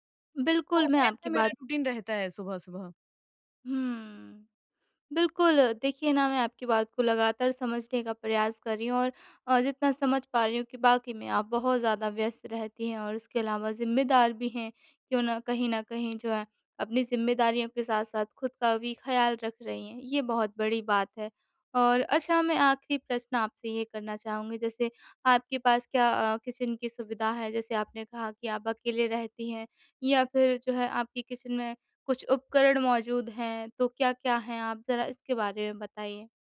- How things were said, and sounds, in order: in English: "रूटीन"; other background noise; tapping; in English: "किचन"; in English: "किचन"
- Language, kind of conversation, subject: Hindi, advice, कम समय में स्वस्थ भोजन कैसे तैयार करें?